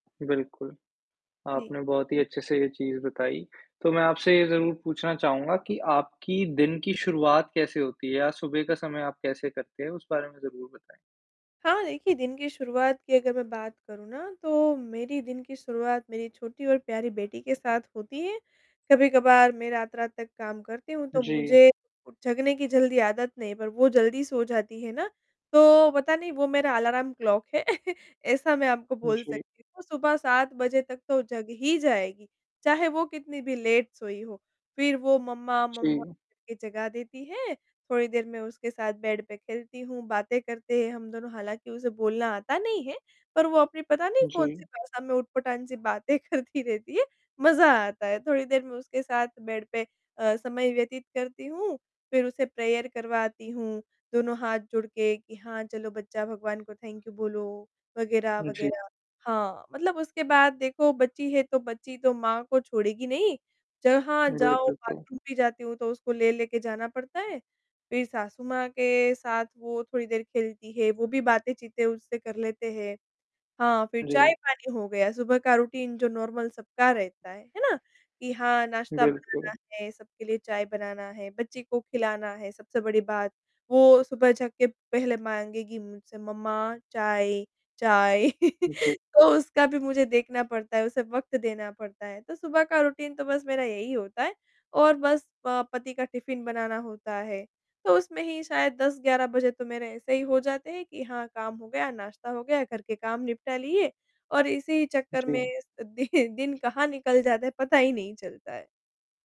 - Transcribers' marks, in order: static; tapping; in English: "अलार्म क्लॉक"; chuckle; distorted speech; in English: "लेट"; in English: "मम्मा, मम्मा"; in English: "बेड"; laughing while speaking: "बातें करती रहती है"; in English: "बेड"; in English: "प्रेयर"; in English: "थैंक यू"; in English: "बाथरूम"; in English: "रूटीन"; in English: "नॉर्मल"; in English: "मम्मा"; chuckle; in English: "रूटीन"; laughing while speaking: "दि दिन"; laughing while speaking: "पता"
- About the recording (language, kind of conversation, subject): Hindi, podcast, आप अपने दिन की योजना कैसे बनाते हैं?